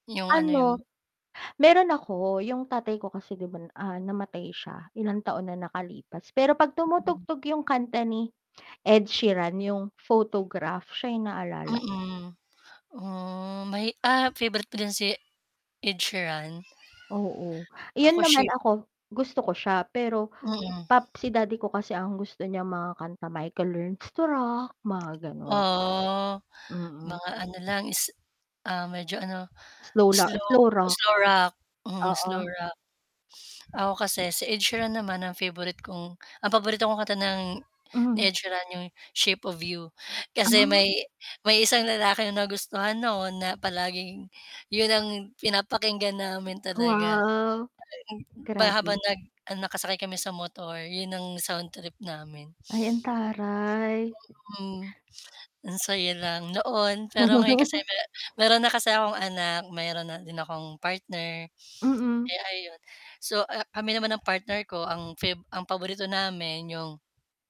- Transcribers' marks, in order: static; background speech; mechanical hum; distorted speech; unintelligible speech; chuckle
- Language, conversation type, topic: Filipino, unstructured, Paano nakaapekto sa iyo ang musika sa buhay mo?